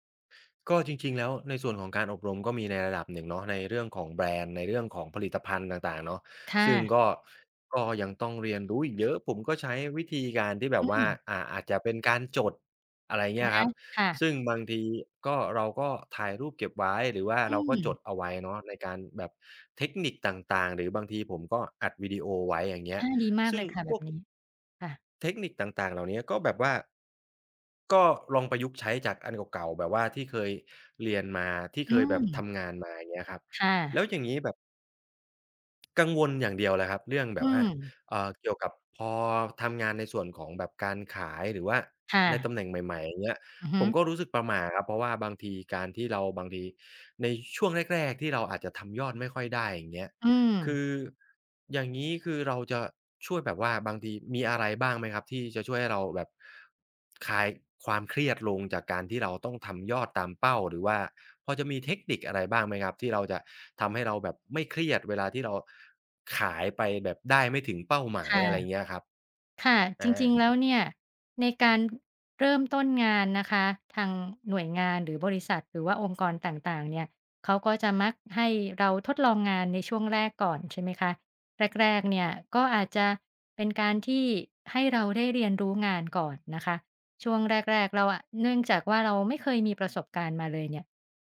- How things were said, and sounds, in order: other background noise; tapping
- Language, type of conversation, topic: Thai, advice, คุณควรปรับตัวอย่างไรเมื่อเริ่มงานใหม่ในตำแหน่งที่ไม่คุ้นเคย?